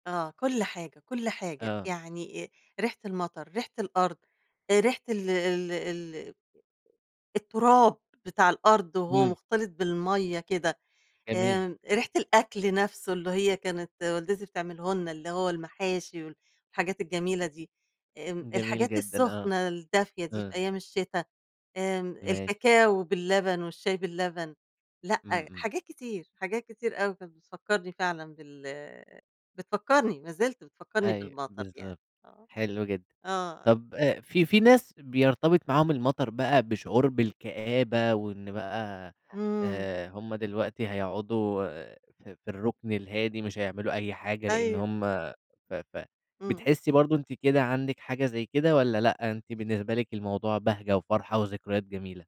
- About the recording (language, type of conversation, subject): Arabic, podcast, إيه اللي بتحسه أول ما تشم ريحة المطر؟
- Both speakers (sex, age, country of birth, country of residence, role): female, 65-69, Egypt, Egypt, guest; male, 20-24, Egypt, Egypt, host
- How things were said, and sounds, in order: tapping; other background noise